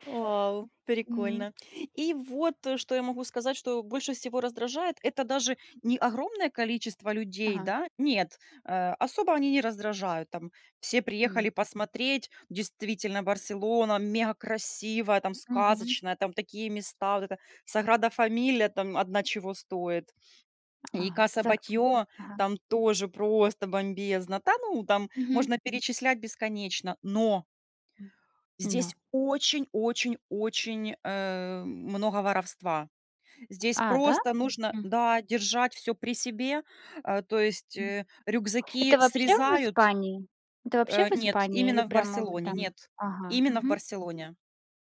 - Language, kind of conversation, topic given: Russian, unstructured, Что вас больше всего раздражает в туристических местах?
- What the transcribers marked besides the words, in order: tapping; other background noise